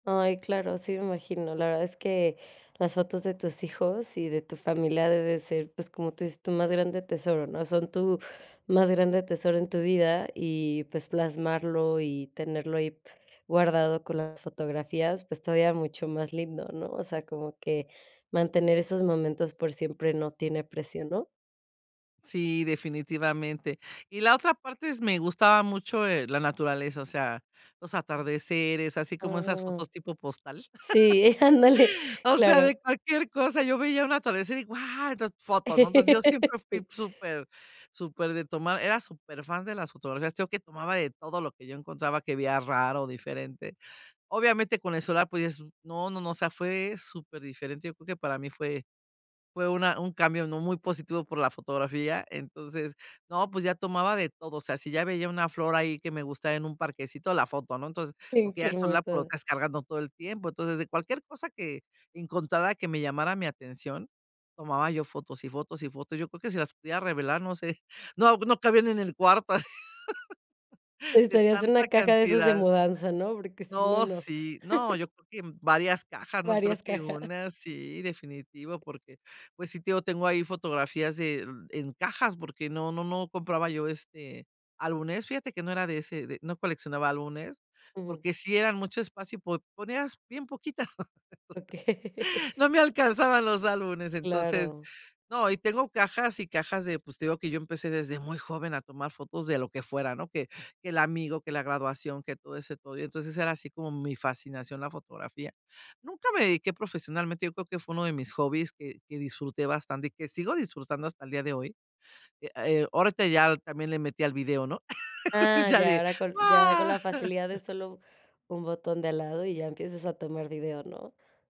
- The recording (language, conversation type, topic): Spanish, podcast, ¿Cómo empezaste a hacer fotografía con tu celular?
- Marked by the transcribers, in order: other background noise; laugh; laughing while speaking: "ándale"; laugh; laugh; chuckle; chuckle; other noise; chuckle; laugh; chuckle